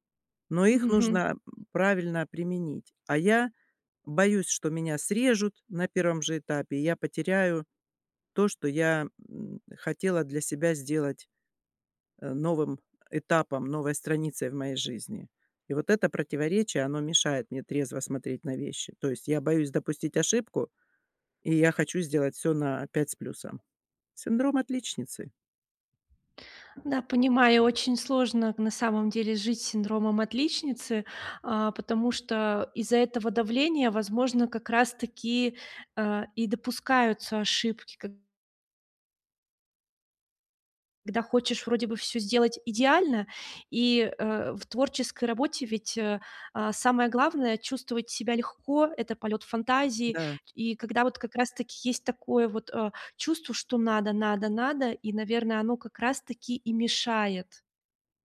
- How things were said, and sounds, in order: other background noise; tapping
- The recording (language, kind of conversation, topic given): Russian, advice, Как мне лучше адаптироваться к быстрым изменениям вокруг меня?
- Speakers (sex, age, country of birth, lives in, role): female, 30-34, Russia, Mexico, advisor; female, 60-64, Russia, United States, user